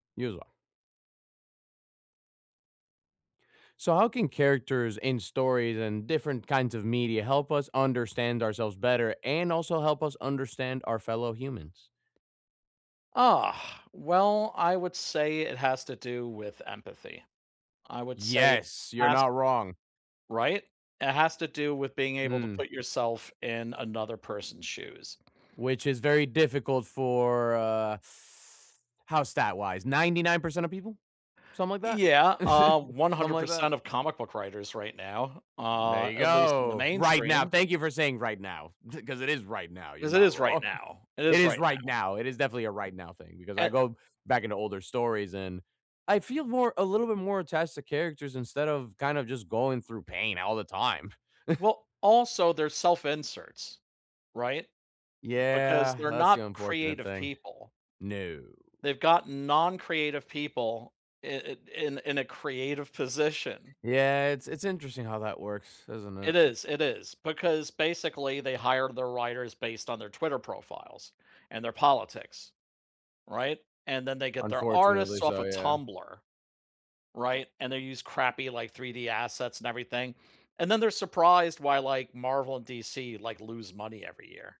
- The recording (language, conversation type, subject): English, unstructured, How do characters in stories help us understand ourselves better?
- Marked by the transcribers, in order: tapping; teeth sucking; chuckle; other noise; chuckle; other background noise